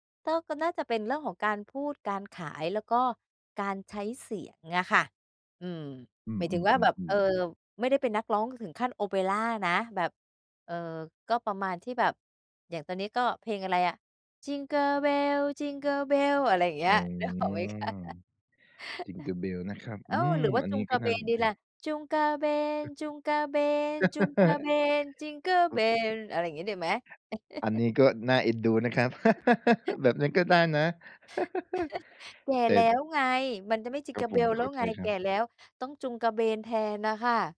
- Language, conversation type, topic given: Thai, advice, ฉันจะหาแหล่งรายได้เสริมชั่วคราวได้อย่างไร?
- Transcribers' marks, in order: other background noise; singing: "Jingle Bells Jingle Bells"; tapping; drawn out: "อืม"; laughing while speaking: "ออกไหมคะ"; chuckle; singing: "จุงกาเบน ๆ ๆ จิงเกิลเบน"; laugh; chuckle; laugh; laugh; chuckle